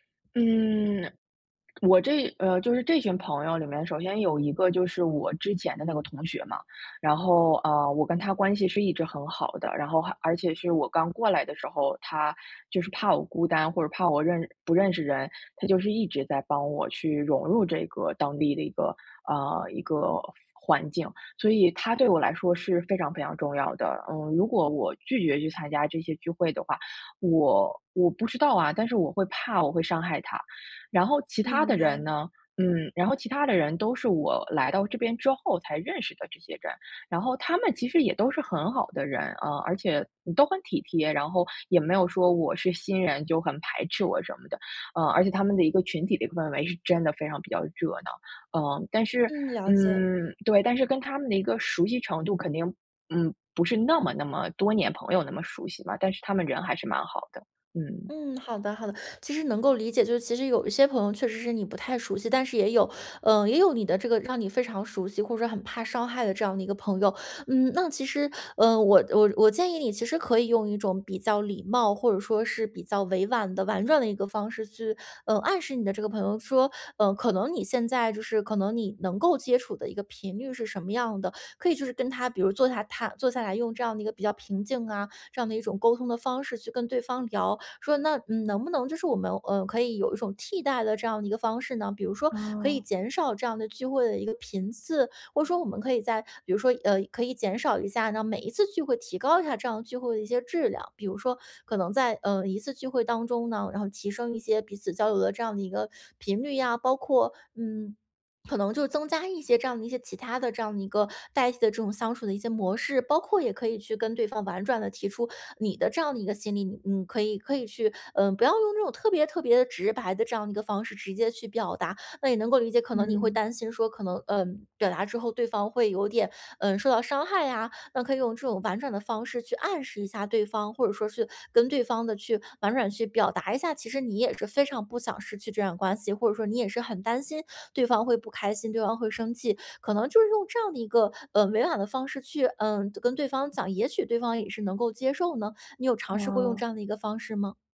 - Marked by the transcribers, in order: other background noise; stressed: "真的"; other noise; swallow
- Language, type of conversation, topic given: Chinese, advice, 朋友群经常要求我参加聚会，但我想拒绝，该怎么说才礼貌？